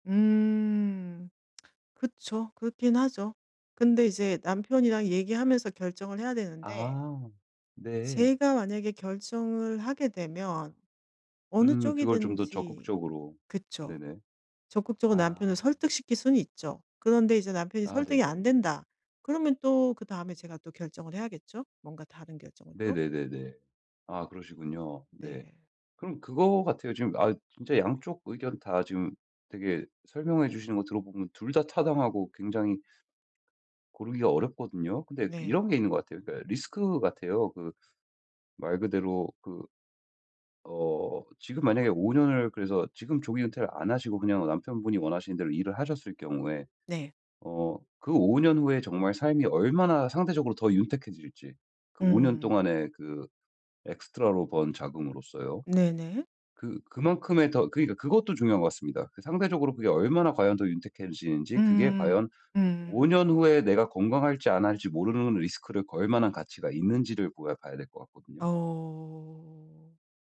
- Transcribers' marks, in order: other background noise; in English: "엑스트라로"; in English: "리스크를"
- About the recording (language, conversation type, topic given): Korean, advice, 장기적으로 얻을 이익을 위해 단기적인 만족을 포기해야 할까요?